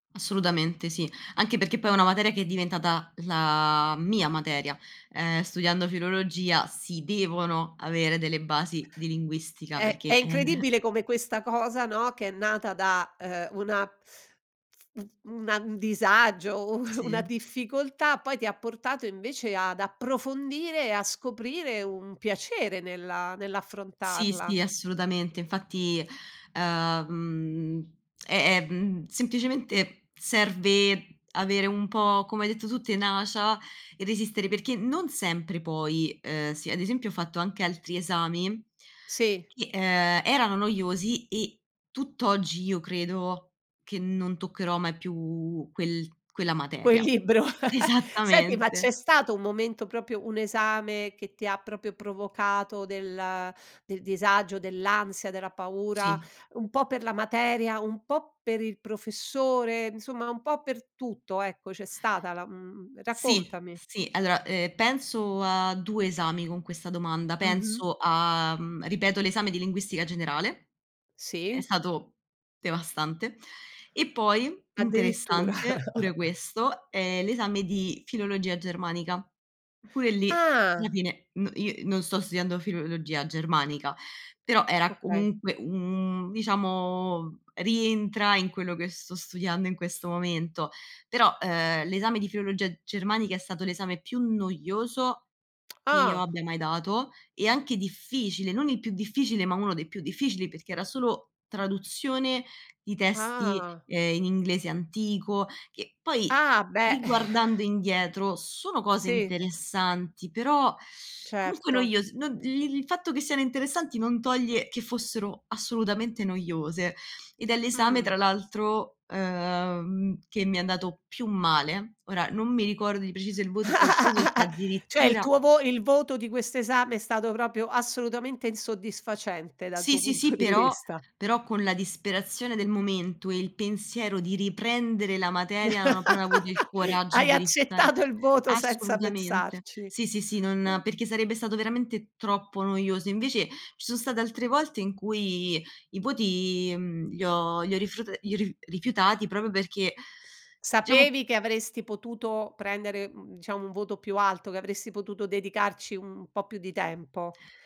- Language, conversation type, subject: Italian, podcast, Come fai a trovare la motivazione quando studiare ti annoia?
- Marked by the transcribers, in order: chuckle; laughing while speaking: "cosa"; laughing while speaking: "u una"; laughing while speaking: "libro?"; chuckle; laughing while speaking: "Esattamente"; "proprio" said as "propio"; "proprio" said as "propio"; chuckle; laugh; "Cioè" said as "ceh"; "proprio" said as "propio"; laughing while speaking: "di vista"; laugh; laughing while speaking: "accettato"; "proprio" said as "propio"; "proprio" said as "propio"